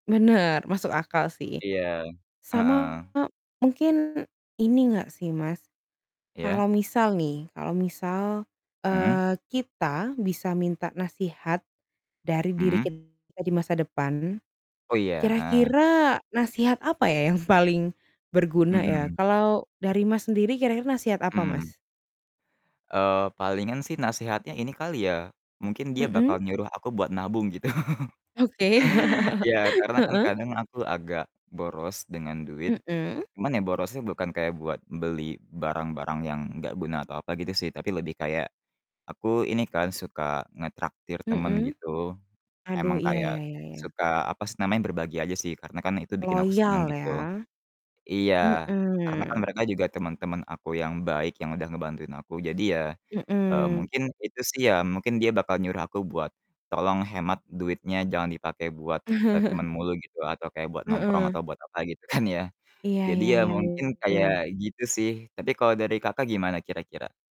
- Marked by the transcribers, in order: static; distorted speech; tapping; chuckle; laughing while speaking: "gitu"; laugh; chuckle; laughing while speaking: "kan"
- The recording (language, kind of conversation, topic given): Indonesian, unstructured, Kalau kamu bisa berbicara dengan dirimu di masa depan, apa yang ingin kamu tanyakan?